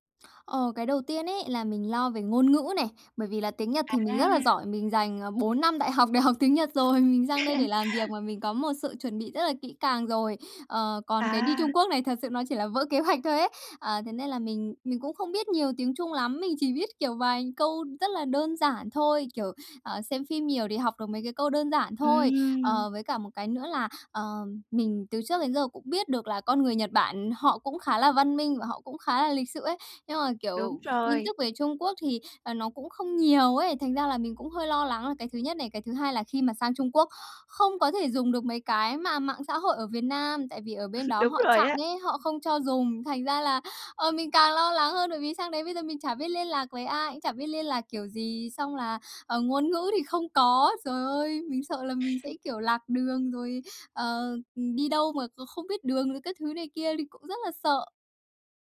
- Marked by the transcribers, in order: other background noise; laugh; tapping; chuckle
- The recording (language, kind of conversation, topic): Vietnamese, advice, Làm sao để giảm bớt căng thẳng khi đi du lịch xa?